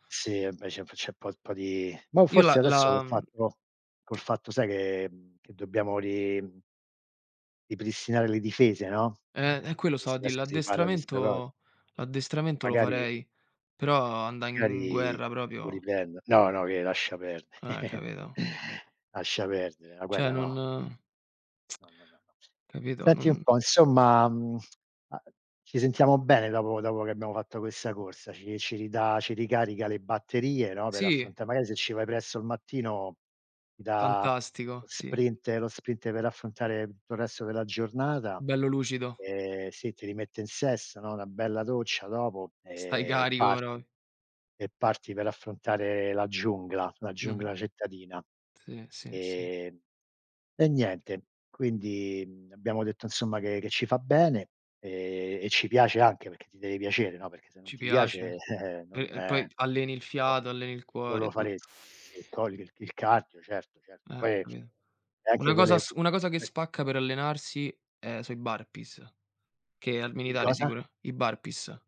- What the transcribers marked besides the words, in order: chuckle; tsk; "insomma" said as "nsomma"; tsk; other background noise; "sprint" said as "sprinte"; "sprint" said as "sprinte"; unintelligible speech; "capito" said as "cpit"; unintelligible speech
- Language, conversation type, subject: Italian, unstructured, Come ti senti dopo una corsa all’aperto?